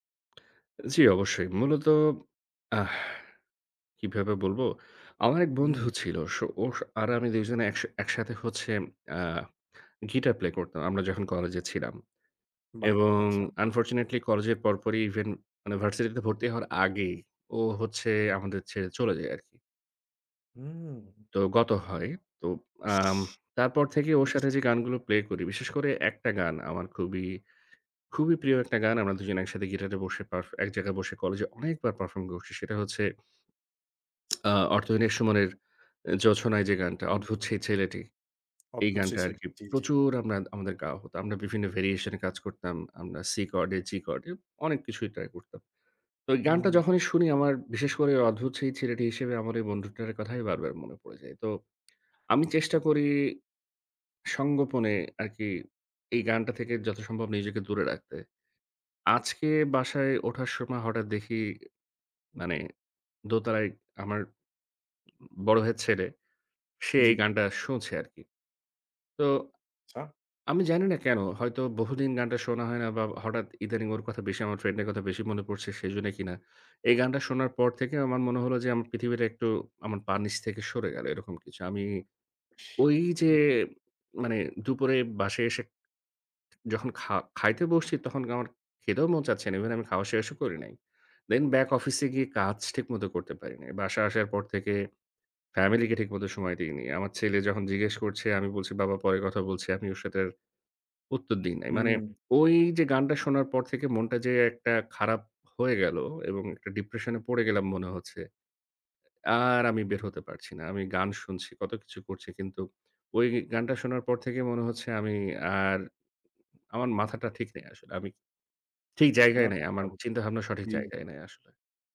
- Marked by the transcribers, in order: lip smack; tapping; other noise; unintelligible speech; unintelligible speech; other background noise; unintelligible speech
- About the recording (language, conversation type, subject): Bengali, advice, স্মৃতি, গান বা কোনো জায়গা দেখে কি আপনার হঠাৎ কষ্ট অনুভব হয়?